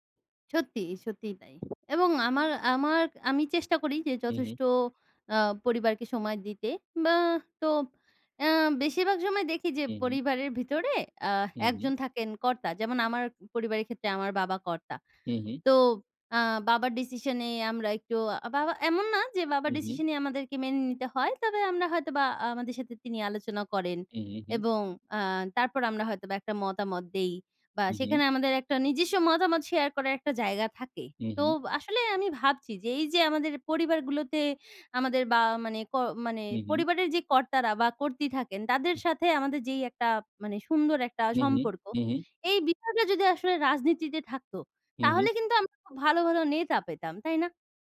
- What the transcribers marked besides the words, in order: in English: "decision"; in English: "decision"
- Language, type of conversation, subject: Bengali, unstructured, আপনার মতে ভালো নেতৃত্বের গুণগুলো কী কী?